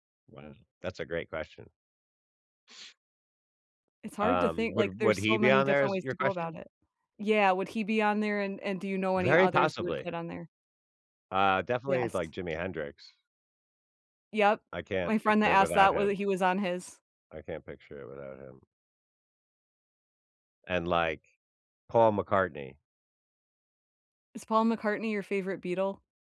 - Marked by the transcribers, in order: sniff
- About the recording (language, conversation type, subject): English, unstructured, How do you decide whether to listen to a long album from start to finish or to choose individual tracks?
- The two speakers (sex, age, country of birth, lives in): female, 30-34, United States, United States; male, 50-54, United States, United States